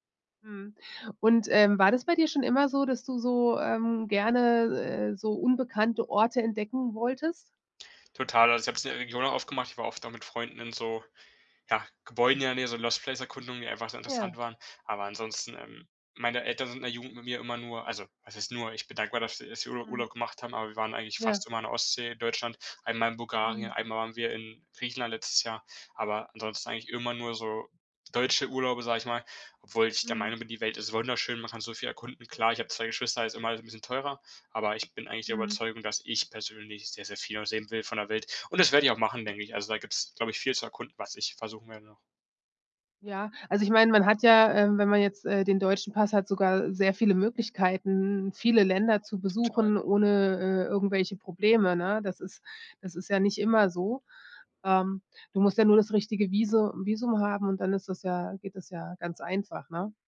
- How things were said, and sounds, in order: in English: "Lost Place"; stressed: "ich"
- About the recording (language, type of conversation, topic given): German, podcast, Wer hat dir einen Ort gezeigt, den sonst niemand kennt?